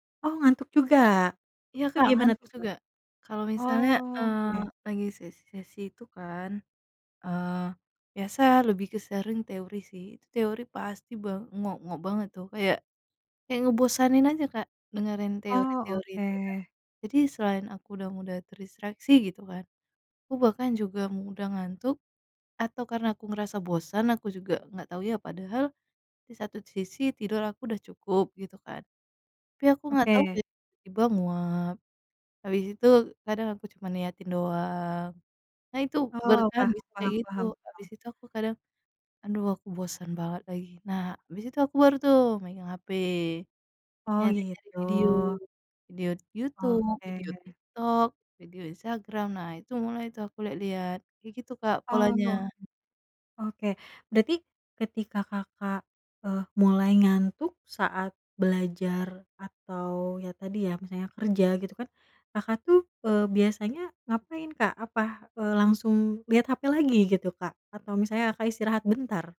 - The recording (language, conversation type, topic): Indonesian, advice, Apa yang bisa saya lakukan agar lebih mudah memulai dan mempertahankan sesi fokus?
- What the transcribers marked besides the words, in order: other background noise